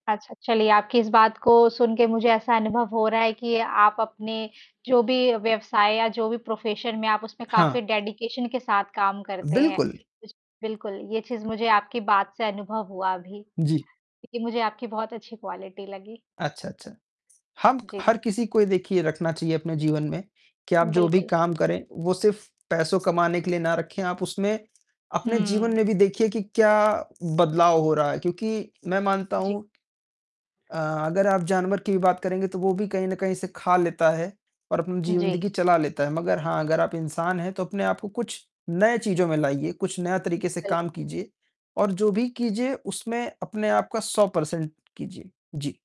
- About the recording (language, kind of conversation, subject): Hindi, unstructured, आपको अपने काम का सबसे मज़ेदार हिस्सा क्या लगता है?
- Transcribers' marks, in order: distorted speech; tapping; in English: "प्रोफ़ेशन"; in English: "डेडीकैशन"; in English: "क्वालिटी"; other background noise; other noise; in English: "पर्सेन्ट"